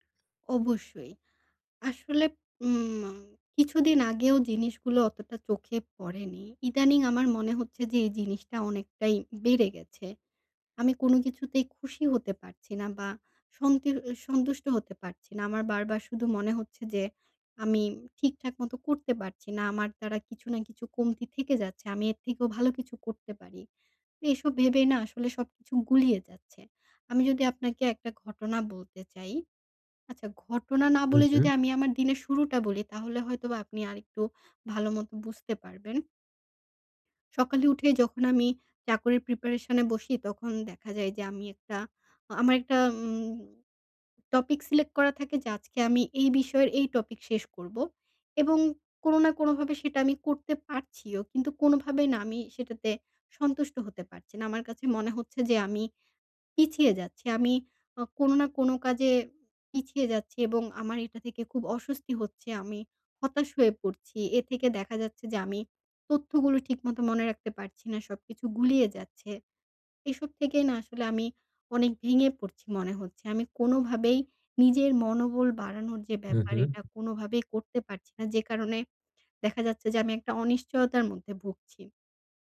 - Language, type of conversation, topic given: Bengali, advice, আমি কীভাবে ছোট সাফল্য কাজে লাগিয়ে মনোবল ফিরিয়ে আনব
- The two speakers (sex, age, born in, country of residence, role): female, 25-29, Bangladesh, Bangladesh, user; male, 20-24, Bangladesh, Bangladesh, advisor
- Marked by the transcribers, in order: unintelligible speech; tapping; other background noise; lip smack